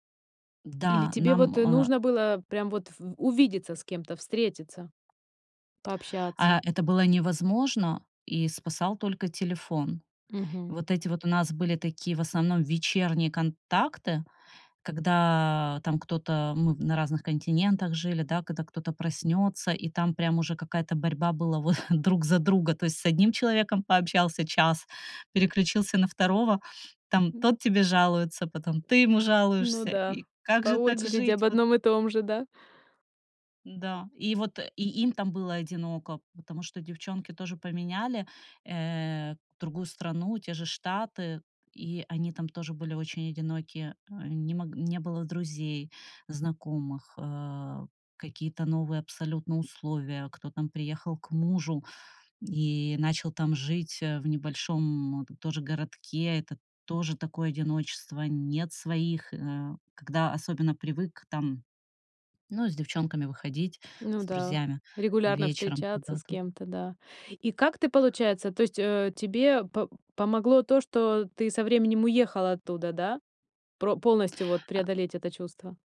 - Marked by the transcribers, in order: other background noise; chuckle; tapping
- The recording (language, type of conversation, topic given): Russian, podcast, Что помогает людям не чувствовать себя одинокими?